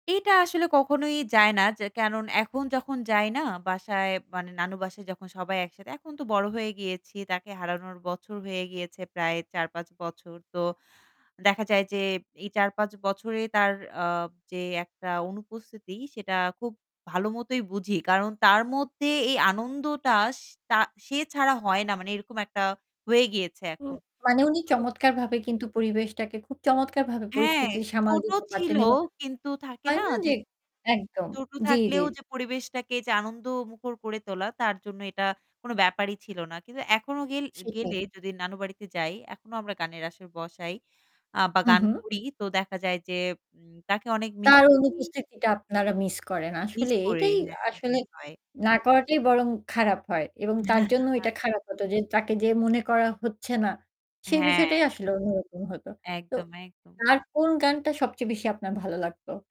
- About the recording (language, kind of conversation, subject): Bengali, podcast, কোন পুরনো গান শুনলে আপনার স্মৃতি জেগে ওঠে?
- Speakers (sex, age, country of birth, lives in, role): female, 25-29, Bangladesh, Bangladesh, guest; female, 40-44, Bangladesh, Finland, host
- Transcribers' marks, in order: static; chuckle